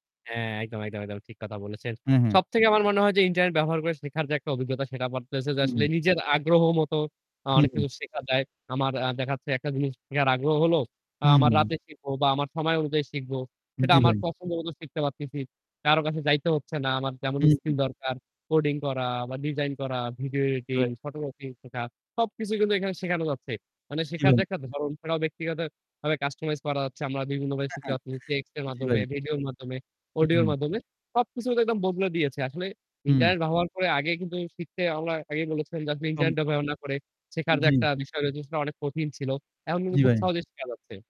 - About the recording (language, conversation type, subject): Bengali, unstructured, ইন্টারনেট কীভাবে আপনার শেখার অভিজ্ঞতা বদলে দিয়েছে?
- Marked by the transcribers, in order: static; chuckle